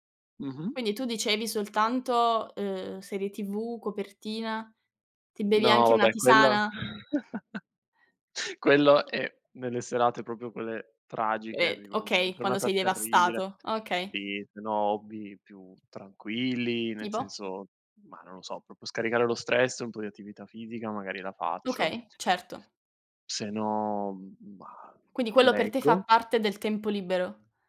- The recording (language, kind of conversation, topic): Italian, unstructured, Come gestisci lo stress nella tua vita quotidiana?
- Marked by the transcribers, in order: chuckle; tapping; "proprio" said as "propo"; other background noise; drawn out: "no"